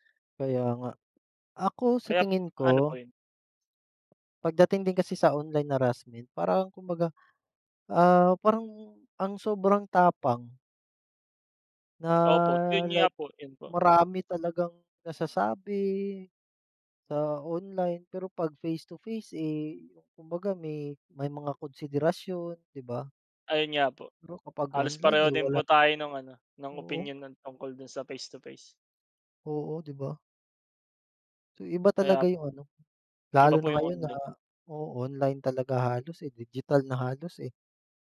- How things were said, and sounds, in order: "nga" said as "niya"
- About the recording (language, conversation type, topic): Filipino, unstructured, Ano ang palagay mo sa panliligalig sa internet at paano ito nakaaapekto sa isang tao?